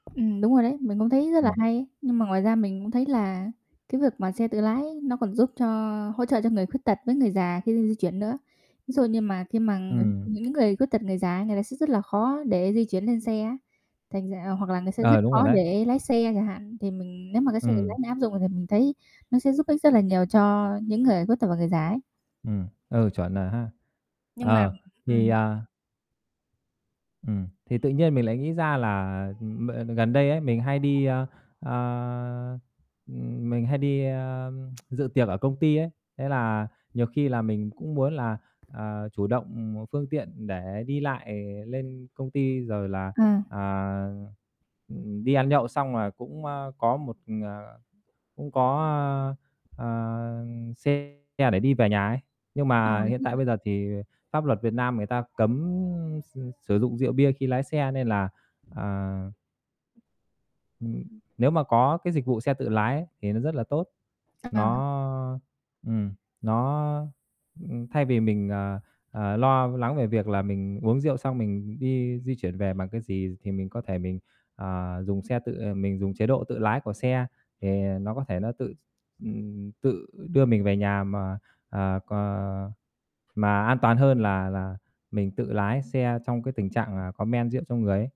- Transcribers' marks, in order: other background noise; tapping; distorted speech; static; tsk; unintelligible speech
- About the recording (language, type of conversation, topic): Vietnamese, unstructured, Bạn nghĩ gì về xe tự lái trong tương lai?
- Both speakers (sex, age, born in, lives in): female, 20-24, Vietnam, Vietnam; male, 30-34, Vietnam, Vietnam